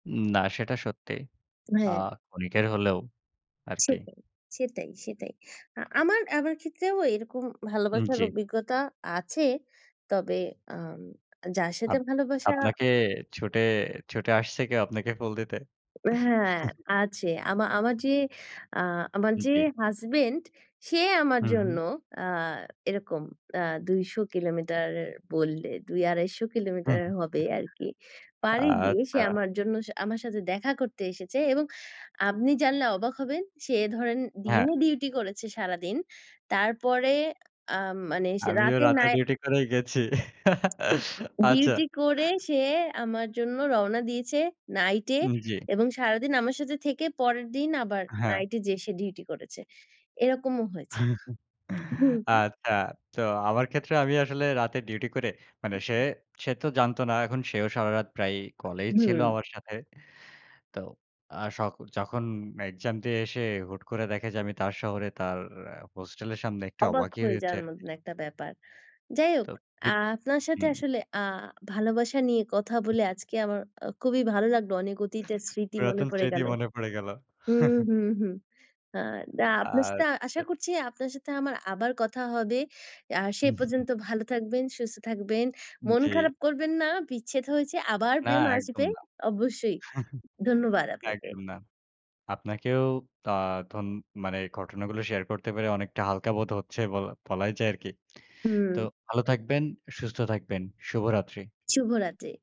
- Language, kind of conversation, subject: Bengali, unstructured, তোমার মতে ভালোবাসার সবচেয়ে সুন্দর মুহূর্ত কোনটি?
- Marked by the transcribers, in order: tapping; chuckle; other background noise; giggle; chuckle; unintelligible speech; other noise; chuckle; chuckle; chuckle; lip smack